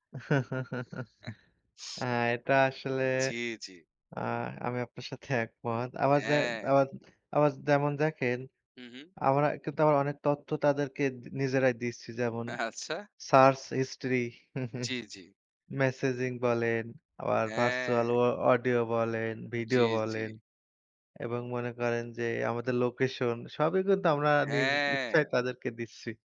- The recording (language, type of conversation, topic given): Bengali, unstructured, আপনি কী মনে করেন, প্রযুক্তি কোম্পানিগুলো কীভাবে আমাদের স্বাধীনতা সীমিত করছে?
- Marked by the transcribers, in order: chuckle; "সার্চ" said as "সার্স"; laughing while speaking: "আচ্ছা"; chuckle